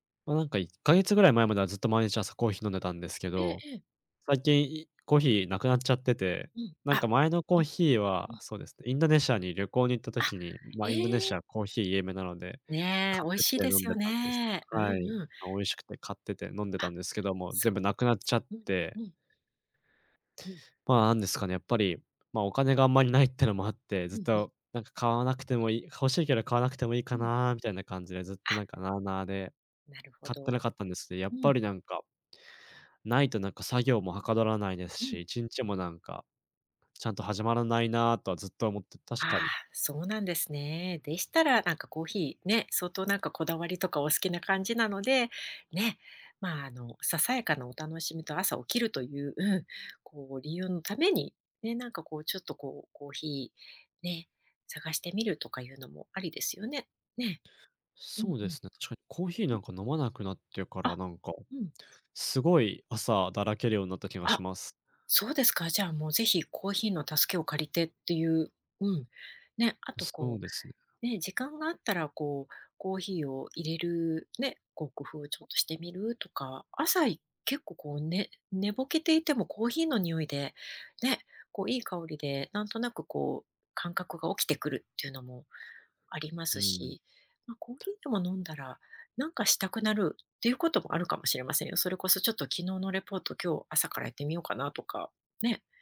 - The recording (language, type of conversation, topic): Japanese, advice, 朝のルーティンが整わず一日中だらけるのを改善するにはどうすればよいですか？
- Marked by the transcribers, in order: "一日" said as "いちんち"; tapping